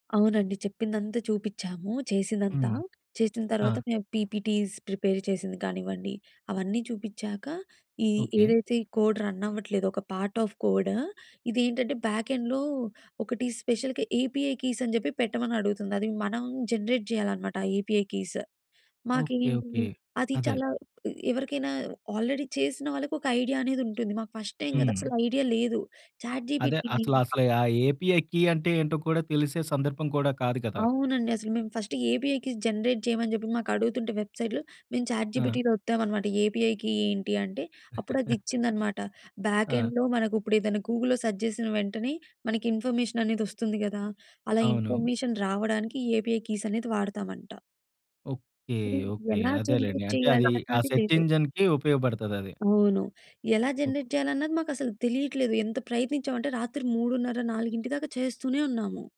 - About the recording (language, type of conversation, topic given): Telugu, podcast, స్వీయాభివృద్ధిలో మార్గదర్శకుడు లేదా గురువు పాత్ర మీకు ఎంత ముఖ్యంగా అనిపిస్తుంది?
- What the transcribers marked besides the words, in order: in English: "పీపీటీస్ ప్రిపేర్"; in English: "కోడ్ రన్"; in English: "పార్ట్ ఆఫ్ కోడ్"; in English: "బ్యాక్ ఎండ్‌లో"; in English: "స్పెషల్‌గా ఏపీఐ"; in English: "జనరేట్"; in English: "ఏపీఐ కీస్"; in English: "ఆల్రెడీ"; in English: "ఫస్ట్ టైమ్"; in English: "చాట్ జీపీటీని"; other background noise; in English: "ఏపీఐ కి"; in English: "ఫస్ట్ ఏపీఐ కీ జనరేట్"; in English: "వెబ్సైట్‌లో"; in English: "చాట్ జీపీటీ‌లో"; in English: "ఏపీఐ కి"; chuckle; in English: "బ్యాక్ ఎండ్‌లో"; in English: "గూగుల్‌లో సెర్చ్"; in English: "ఇన్ఫర్మేషన్"; in English: "ఇన్ఫర్మేషన్"; in English: "ఏపీఐ కీస్"; in English: "జనరేట్"; in English: "సెర్చ్ ఇంజిన్‌కి"; in English: "జనరేట్"; other noise